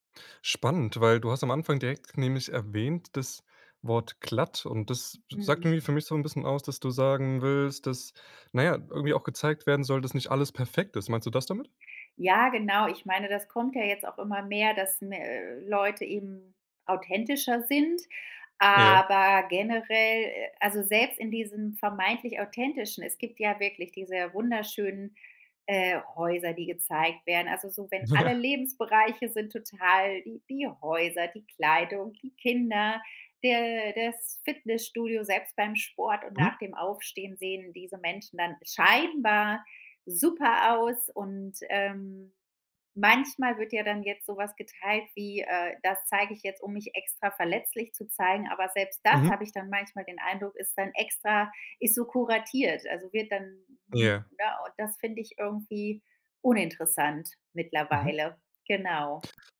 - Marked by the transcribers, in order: drawn out: "aber"; laughing while speaking: "Ja"; stressed: "scheinbar"; other background noise
- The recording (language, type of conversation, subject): German, podcast, Was macht für dich eine Influencerin oder einen Influencer glaubwürdig?